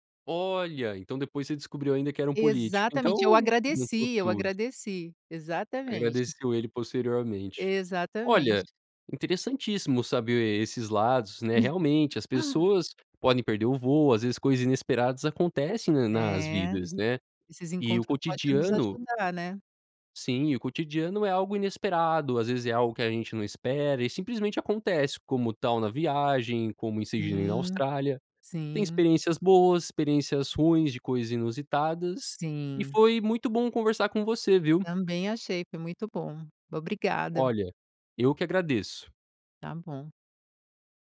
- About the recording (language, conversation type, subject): Portuguese, podcast, Como foi o encontro inesperado que você teve durante uma viagem?
- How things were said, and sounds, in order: laugh; tapping